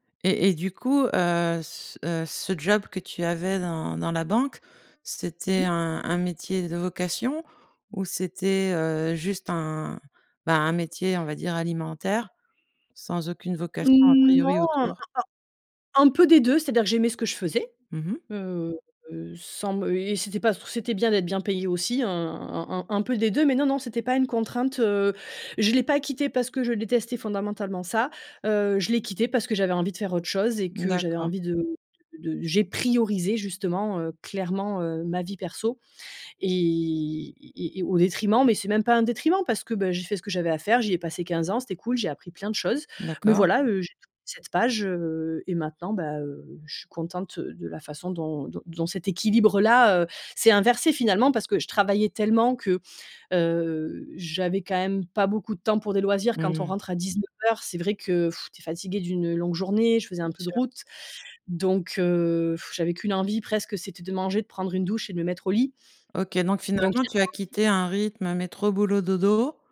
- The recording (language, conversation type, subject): French, podcast, Comment trouves-tu l’équilibre entre ta vie professionnelle et ta vie personnelle ?
- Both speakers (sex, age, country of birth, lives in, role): female, 35-39, France, France, guest; female, 50-54, France, France, host
- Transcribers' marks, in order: stressed: "priorisé"; exhale; exhale